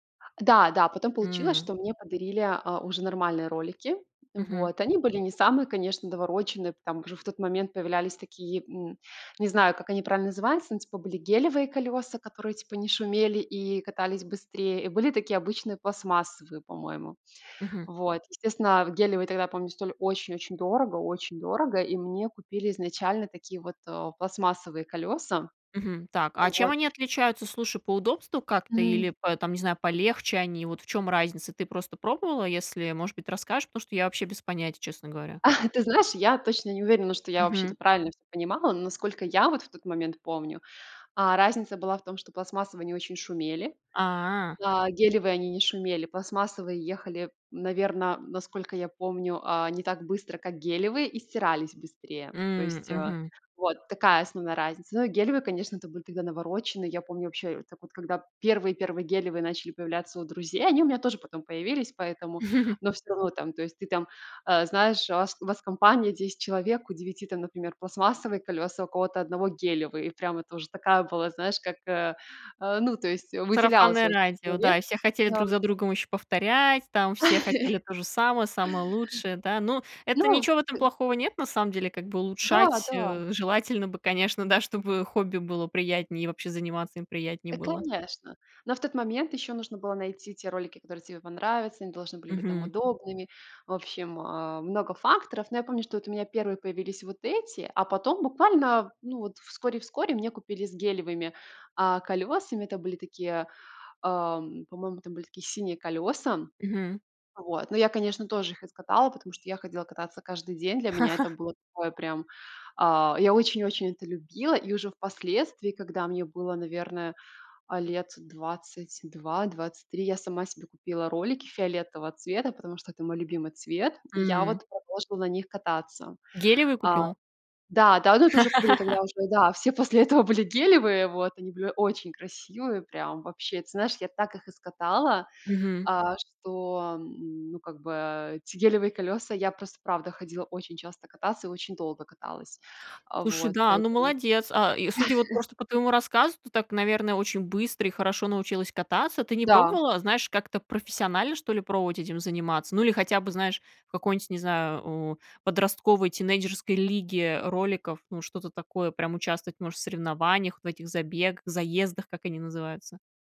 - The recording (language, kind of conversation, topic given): Russian, podcast, Что из ваших детских увлечений осталось с вами до сих пор?
- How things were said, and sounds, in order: other background noise; chuckle; drawn out: "А"; chuckle; laugh; chuckle; laugh; laughing while speaking: "все после этого были гелевые"; chuckle